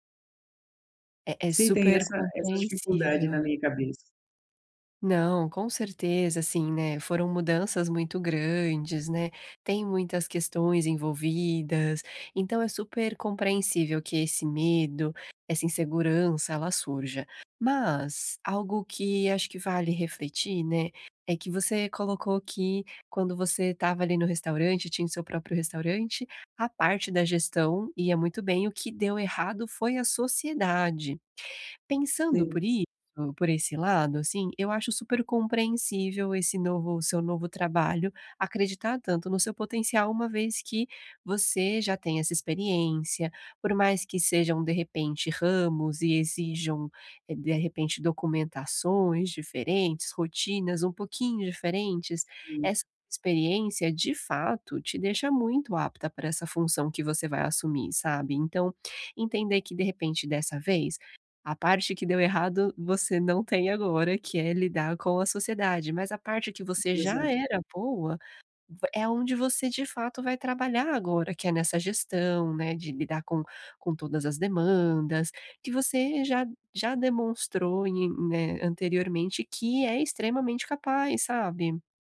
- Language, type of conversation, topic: Portuguese, advice, Como posso lidar com o medo e a incerteza durante uma transição?
- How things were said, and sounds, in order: tapping